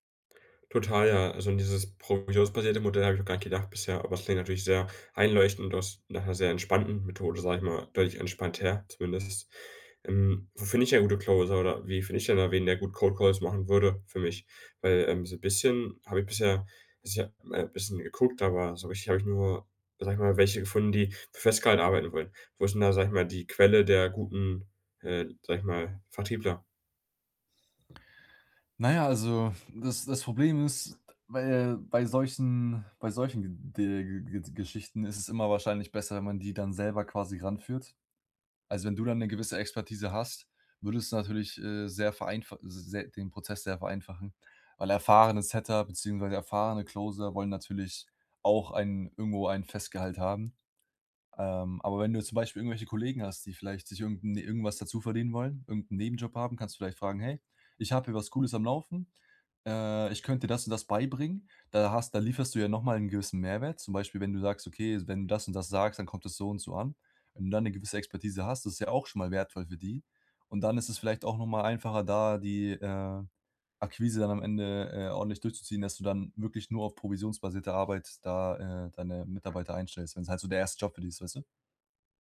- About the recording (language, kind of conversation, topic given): German, advice, Wie kann ich Motivation und Erholung nutzen, um ein Trainingsplateau zu überwinden?
- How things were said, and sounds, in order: stressed: "entspannter"; in English: "Closer"; in English: "Cold Calls"; other background noise; in English: "Setter"; in English: "Closer"